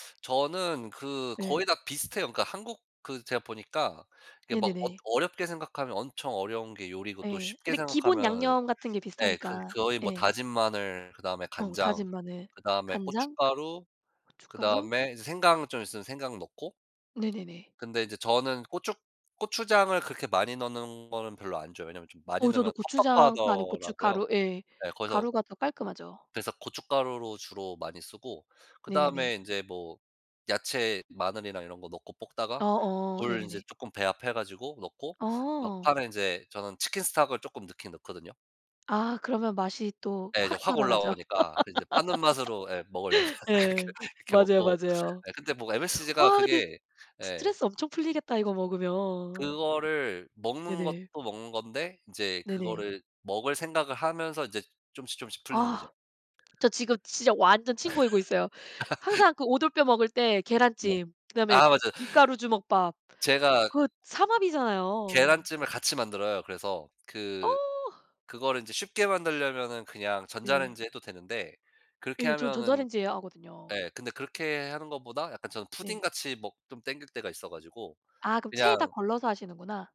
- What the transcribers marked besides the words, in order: tapping; other background noise; put-on voice: "치킨 스톡을"; laugh; laughing while speaking: "먹으려면 그렇게 그렇게 먹고"; laugh
- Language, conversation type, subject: Korean, unstructured, 자신만의 스트레스 해소법이 있나요?